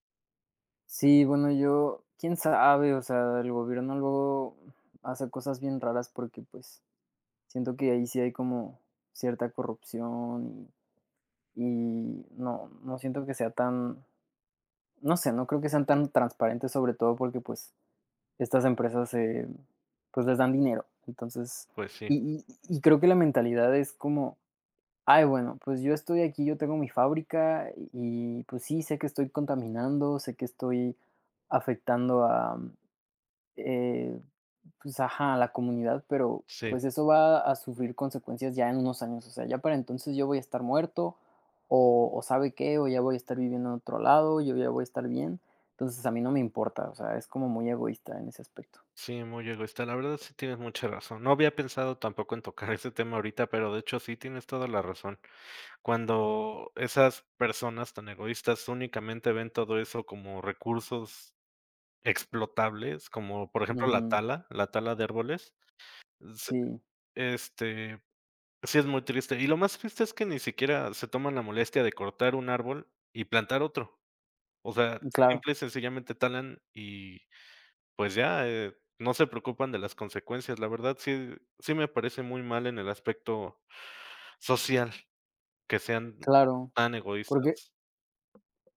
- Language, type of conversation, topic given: Spanish, unstructured, ¿Por qué crees que es importante cuidar el medio ambiente?
- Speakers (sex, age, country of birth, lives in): male, 25-29, Mexico, Mexico; male, 35-39, Mexico, Mexico
- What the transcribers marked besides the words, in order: unintelligible speech; tapping; laughing while speaking: "ese"; other background noise